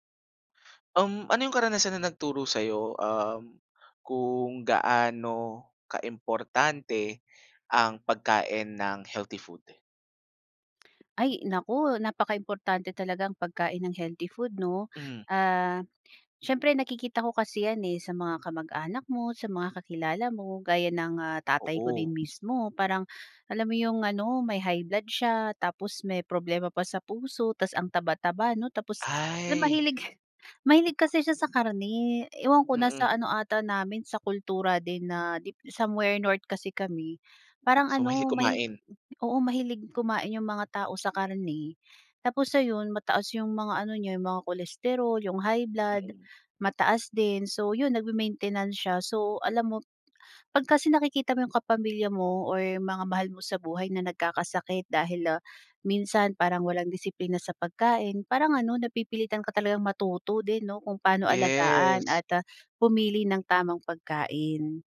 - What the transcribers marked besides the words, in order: tapping; other background noise
- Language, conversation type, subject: Filipino, podcast, Paano ka nakakatipid para hindi maubos ang badyet sa masustansiyang pagkain?